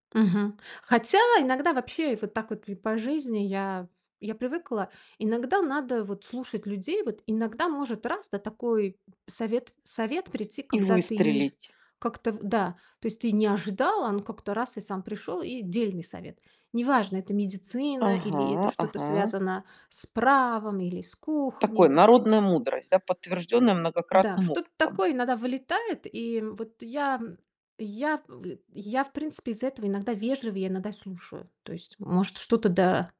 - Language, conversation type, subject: Russian, podcast, Как понять, когда следует попросить о помощи?
- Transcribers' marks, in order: other background noise